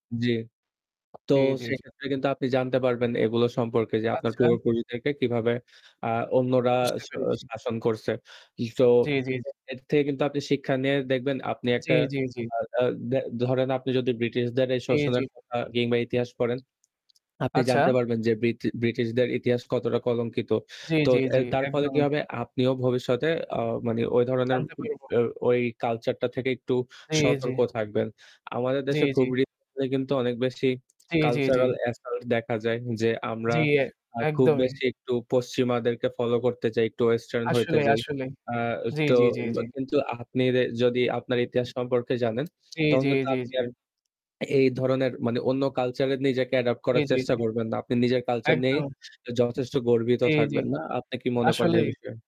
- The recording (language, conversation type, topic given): Bengali, unstructured, আপনি কি মনে করেন ইতিহাস আমাদের ভবিষ্যৎ গড়তে সাহায্য করে?
- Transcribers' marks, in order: static; tapping; distorted speech; "পেরেছি" said as "পেরেচি"; other background noise; in English: "cultural assault"; swallow